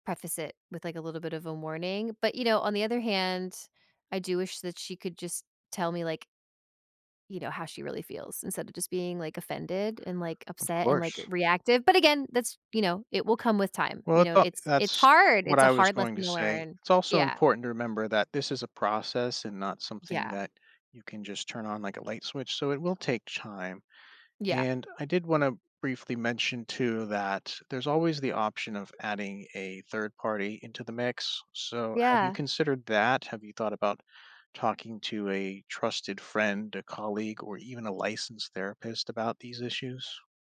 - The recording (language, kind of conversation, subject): English, advice, How can I improve communication with my partner?
- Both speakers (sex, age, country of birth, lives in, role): female, 40-44, United States, United States, user; male, 40-44, United States, United States, advisor
- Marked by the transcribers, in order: none